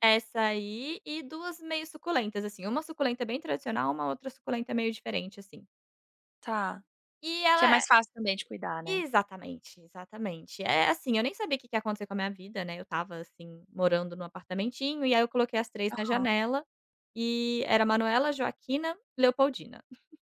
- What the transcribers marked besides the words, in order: tapping; chuckle
- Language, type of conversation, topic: Portuguese, podcast, Como você usa plantas para deixar o espaço mais agradável?